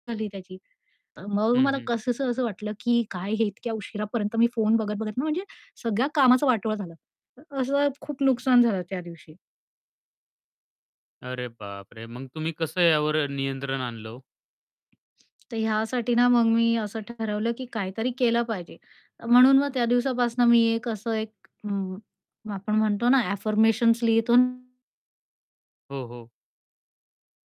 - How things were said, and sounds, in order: static; tapping; distorted speech; in English: "अफर्मेशन्स"
- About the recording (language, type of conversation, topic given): Marathi, podcast, रात्री फोन वापरण्याची तुमची पद्धत काय आहे?